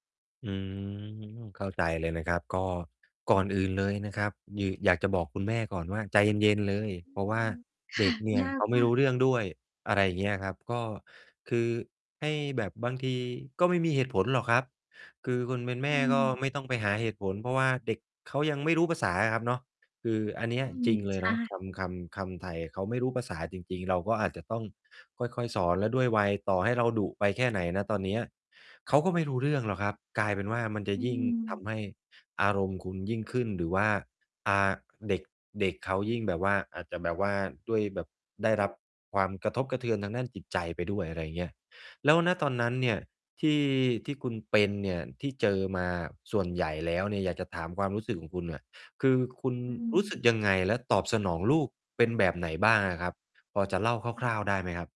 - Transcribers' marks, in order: "คือ" said as "ยือ"; distorted speech
- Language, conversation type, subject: Thai, advice, คุณควบคุมอารมณ์ตัวเองได้อย่างไรเมื่อลูกหรือคนในครอบครัวงอแง?